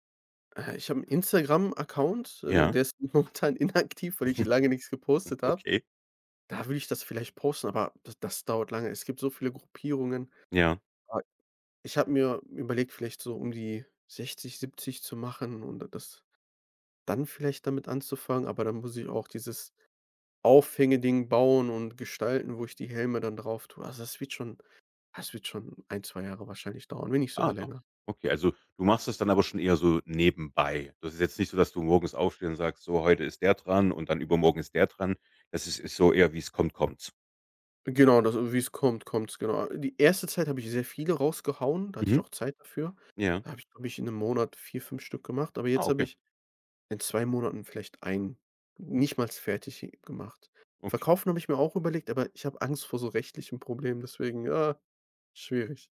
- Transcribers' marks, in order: laughing while speaking: "momentan inaktiv"; chuckle; unintelligible speech
- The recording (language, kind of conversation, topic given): German, podcast, Was war dein bisher stolzestes DIY-Projekt?